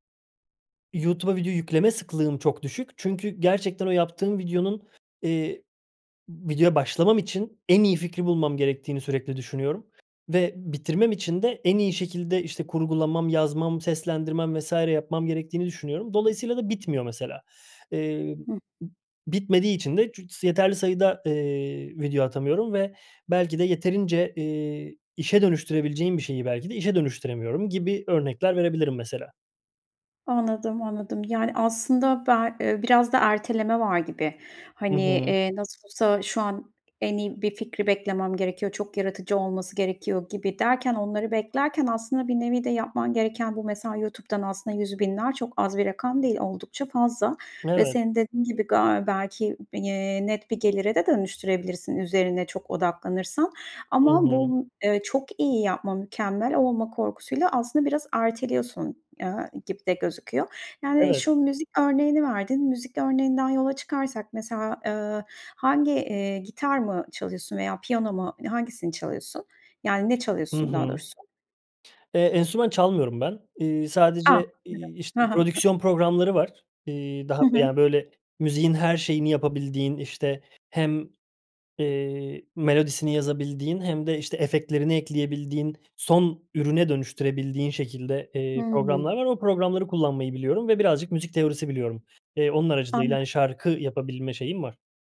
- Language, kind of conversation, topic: Turkish, advice, Mükemmeliyetçilik yüzünden hiçbir şeye başlayamıyor ya da başladığım işleri bitiremiyor muyum?
- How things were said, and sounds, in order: other background noise; other noise; tapping; unintelligible speech; unintelligible speech